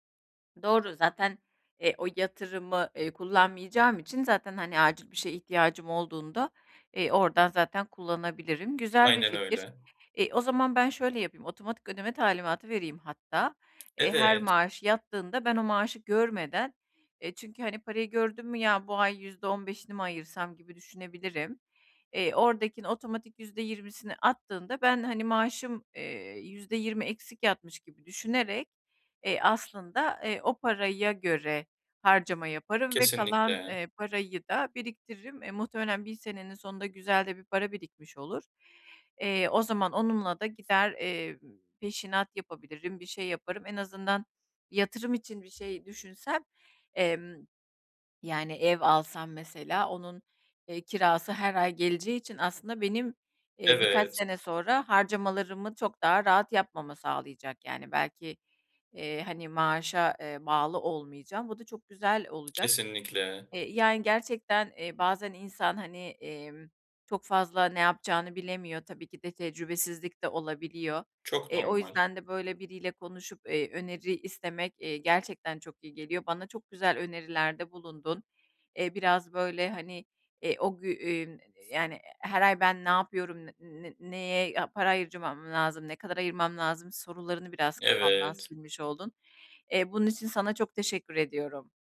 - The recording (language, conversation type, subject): Turkish, advice, Kısa vadeli zevklerle uzun vadeli güvenliği nasıl dengelerim?
- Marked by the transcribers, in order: tapping